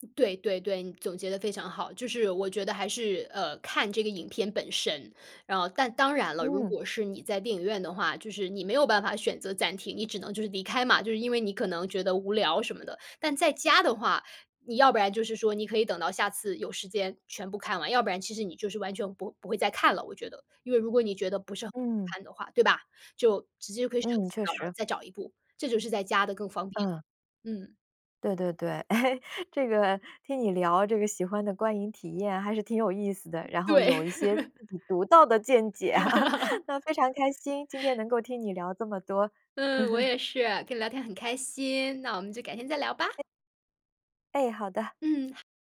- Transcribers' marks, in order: laughing while speaking: "诶"; laugh; "这" said as "啧"; laugh; joyful: "那我们就改天再聊吧"
- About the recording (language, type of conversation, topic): Chinese, podcast, 你更喜欢在电影院观影还是在家观影？